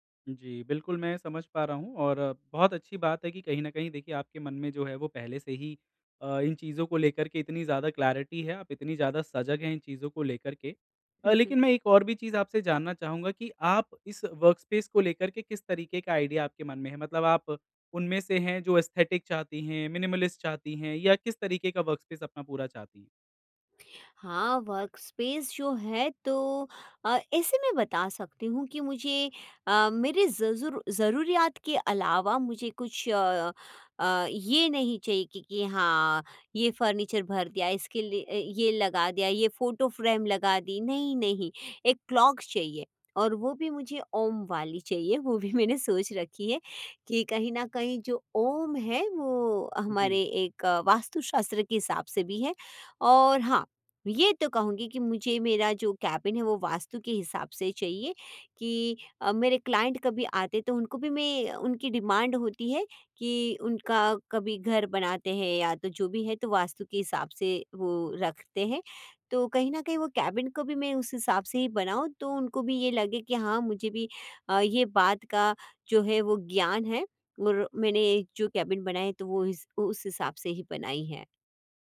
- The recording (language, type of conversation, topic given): Hindi, advice, मैं अपने रचनात्मक कार्यस्थल को बेहतर तरीके से कैसे व्यवस्थित करूँ?
- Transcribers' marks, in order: in English: "क्लैरिटी"; in English: "वर्क स्पेस"; in English: "आइडिया"; in English: "एसथेटिक"; in English: "मिनिमलिस्ट"; in English: "वर्क स्पेस"; in English: "वर्क स्पेस"; in English: "फर्नीचर"; in English: "फ़ोटो फ्रेम"; in English: "क्लॉक"; laughing while speaking: "भी मैंने"; in English: "कैबिन"; in English: "क्लाइंट"; in English: "डिमांड"; in English: "कैबिन"; in English: "कैबिन"